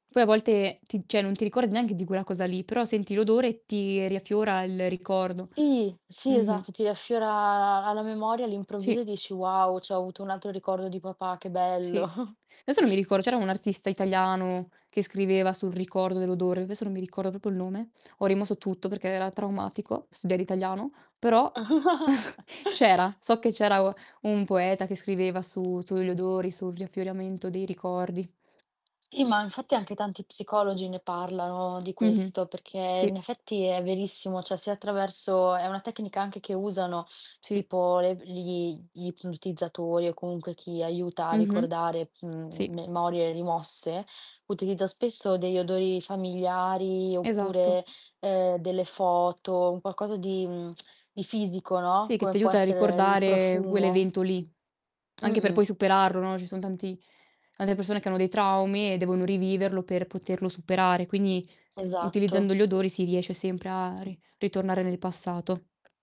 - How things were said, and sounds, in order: distorted speech; "cioè" said as "ceh"; "neanche" said as "neanghe"; "quella" said as "guella"; tapping; chuckle; other background noise; "proprio" said as "propo"; chuckle; "riaffioramento" said as "riaffioriamento"; "infatti" said as "nfatti"; tsk; "quell'" said as "guell"
- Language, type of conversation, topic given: Italian, unstructured, C’è un odore che ti riporta subito al passato?